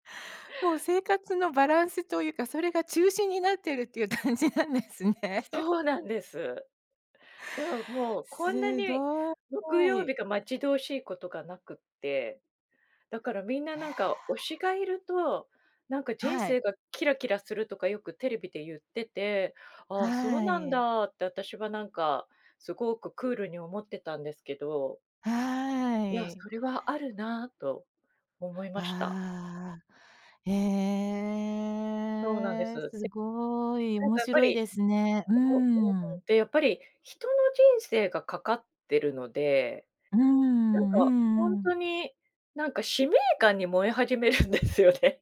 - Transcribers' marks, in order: laughing while speaking: "感じなんですね"; laugh; drawn out: "へえ"; unintelligible speech; laughing while speaking: "始めるんですよね"
- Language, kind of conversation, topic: Japanese, podcast, 最近ハマっている趣味は何ですか？